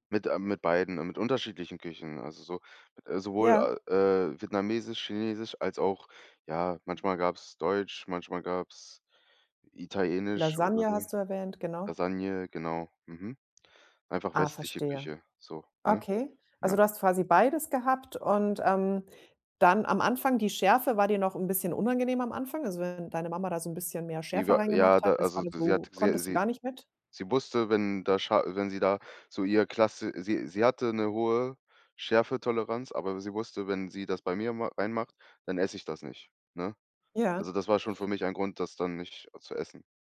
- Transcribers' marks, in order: none
- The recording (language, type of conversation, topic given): German, podcast, Welche Rolle spielt Essen für deine Herkunft?